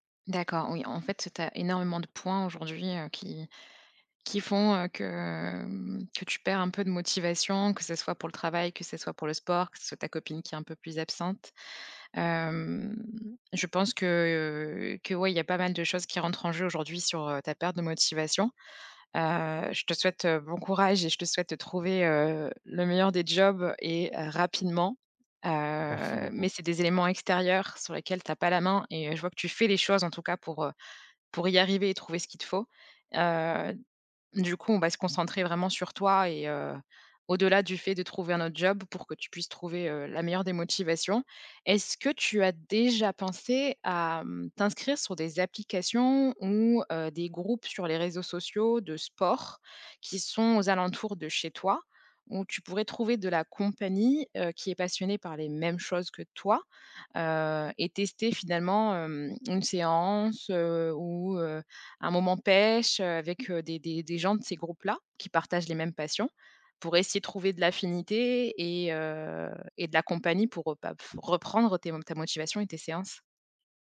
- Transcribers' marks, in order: stressed: "fais"
- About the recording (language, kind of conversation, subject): French, advice, Pourquoi est-ce que j’abandonne une nouvelle routine d’exercice au bout de quelques jours ?